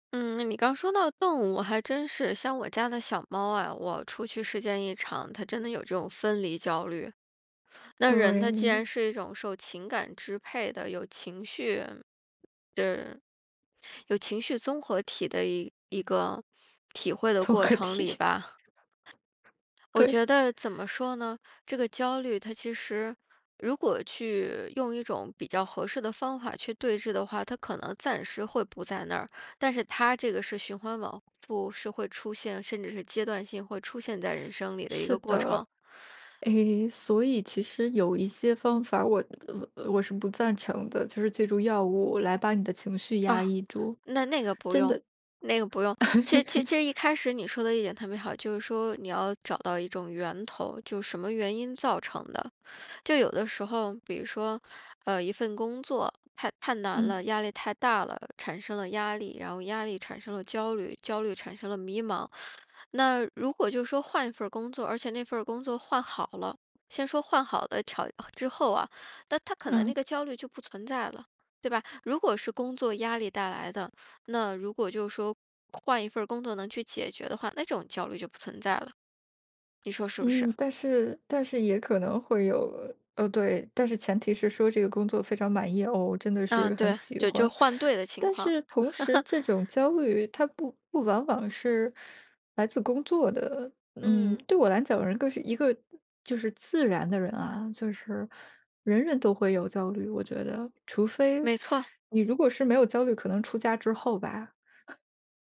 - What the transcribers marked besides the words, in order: tapping; other background noise; laughing while speaking: "综合体"; chuckle; laugh; other noise; laugh; teeth sucking
- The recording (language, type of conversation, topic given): Chinese, podcast, 遇到焦虑时，你通常会怎么应对？